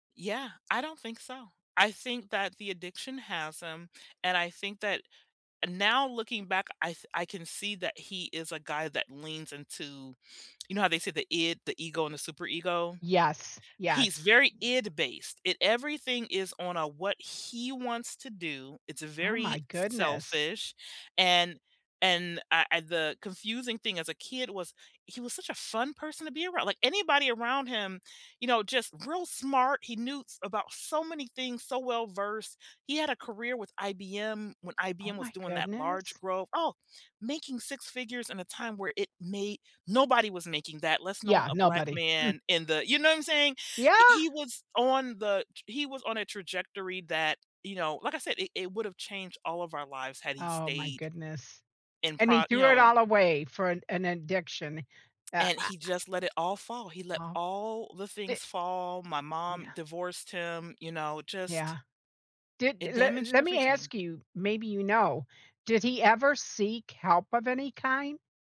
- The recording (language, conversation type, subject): English, unstructured, How do you feel when you hear about addiction affecting families?
- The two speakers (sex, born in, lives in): female, United States, United States; female, United States, United States
- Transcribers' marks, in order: tsk; other background noise